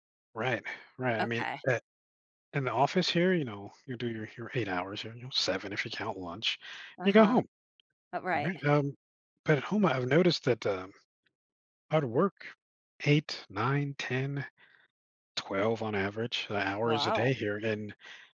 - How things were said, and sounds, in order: none
- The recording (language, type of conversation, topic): English, advice, How can I balance work and personal life?
- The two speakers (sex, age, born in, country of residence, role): female, 50-54, United States, United States, advisor; male, 45-49, United States, United States, user